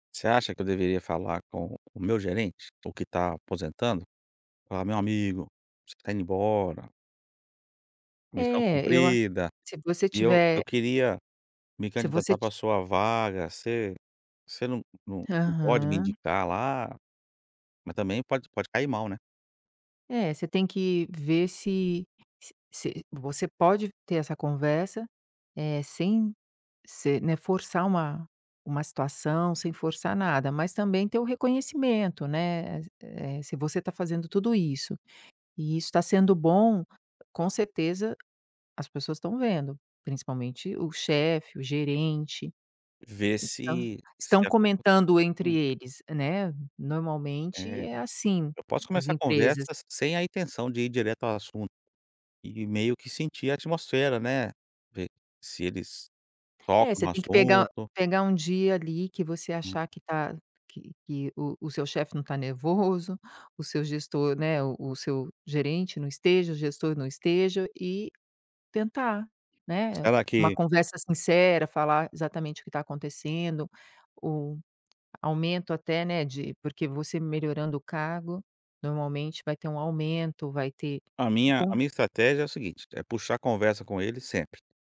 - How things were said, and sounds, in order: tapping
- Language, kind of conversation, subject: Portuguese, advice, Como pedir uma promoção ao seu gestor após resultados consistentes?